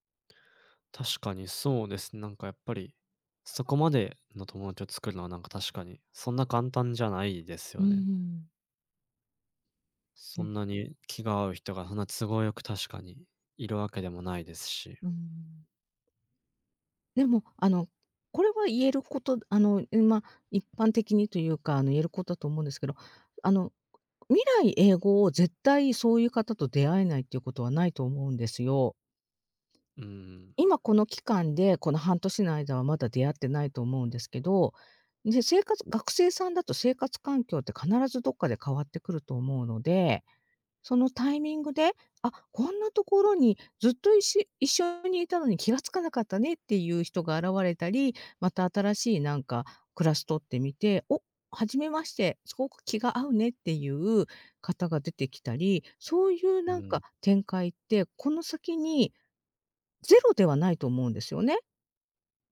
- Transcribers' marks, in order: other background noise
- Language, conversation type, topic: Japanese, advice, 新しい環境で友達ができず、孤独を感じるのはどうすればよいですか？